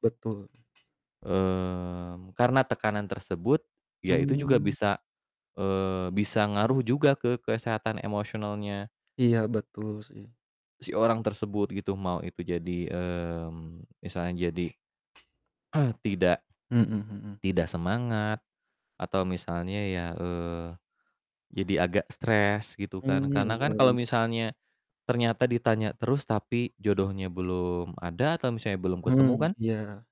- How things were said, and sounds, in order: tapping; static; distorted speech; other background noise; throat clearing
- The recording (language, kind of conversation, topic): Indonesian, unstructured, Bagaimana menurutmu tekanan sosial memengaruhi kesehatan emosional seseorang?